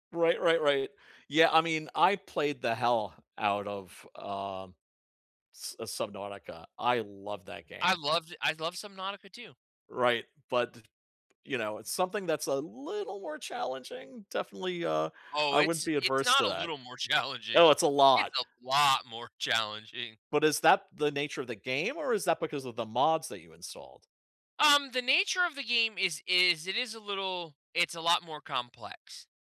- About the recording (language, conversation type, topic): English, unstructured, How has technology made learning more fun for you?
- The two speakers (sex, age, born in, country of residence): male, 35-39, United States, United States; male, 55-59, United States, United States
- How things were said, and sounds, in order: laughing while speaking: "challenging"; stressed: "lot"; laughing while speaking: "challenging"